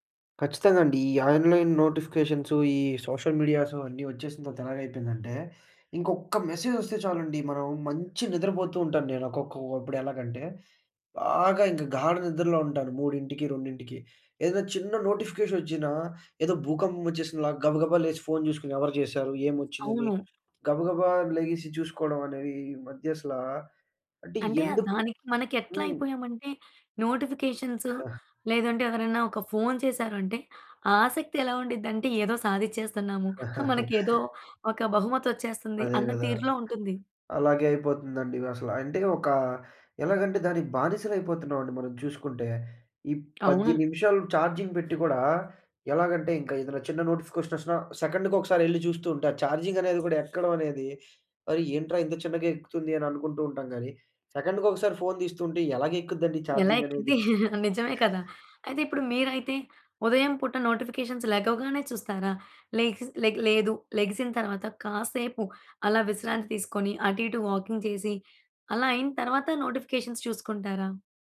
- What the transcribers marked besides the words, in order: in English: "సోషల్ మీడియాస్"; in English: "మెసేజ్"; in English: "నోటిఫికేషన్"; in English: "నోటిఫికేషన్స్"; chuckle; giggle; chuckle; in English: "చార్జింగ్"; tapping; in English: "నోటిఫికేషన్"; in English: "సెకండ్‌కి"; in English: "చార్జింగ్"; in English: "సెకండ్‌కి"; in English: "చార్జింగ్"; chuckle; other background noise; in English: "నోటిఫికేషన్స్"; in English: "వాకింగ్"; in English: "నోటిఫికేషన్స్"
- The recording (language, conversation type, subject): Telugu, podcast, ఆన్‌లైన్ నోటిఫికేషన్లు మీ దినచర్యను ఎలా మార్చుతాయి?